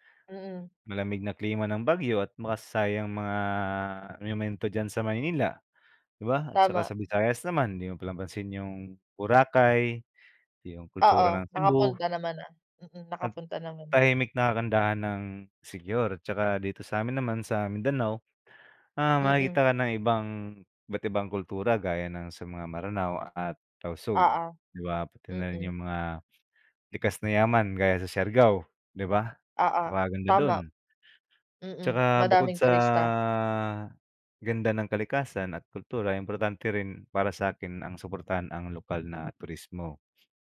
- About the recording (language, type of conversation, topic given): Filipino, unstructured, Mas gusto mo bang maglakbay sa ibang bansa o tuklasin ang sarili mong bayan?
- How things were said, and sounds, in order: other background noise